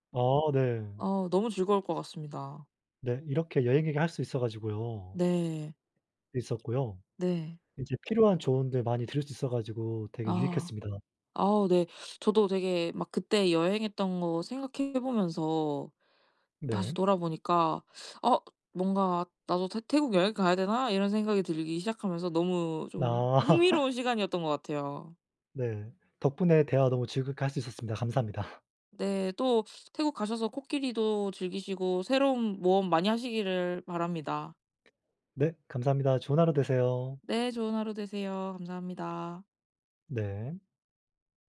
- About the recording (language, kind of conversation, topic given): Korean, unstructured, 여행할 때 가장 중요하게 생각하는 것은 무엇인가요?
- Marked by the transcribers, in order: laugh; other background noise